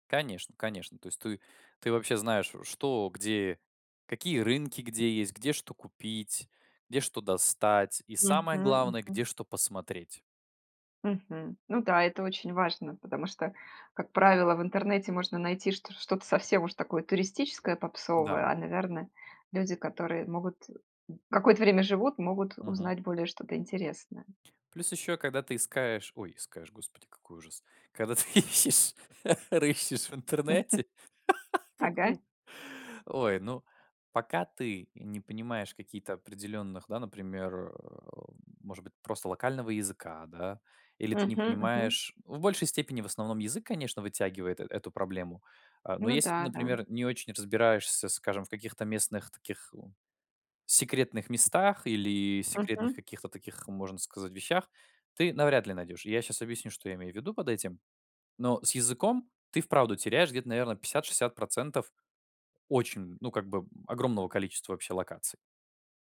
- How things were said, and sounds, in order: tapping; laughing while speaking: "Когда ты ищешь, рыщешь в интернете какой"; chuckle; grunt; other background noise
- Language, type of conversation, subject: Russian, podcast, Расскажи о человеке, который показал тебе скрытое место?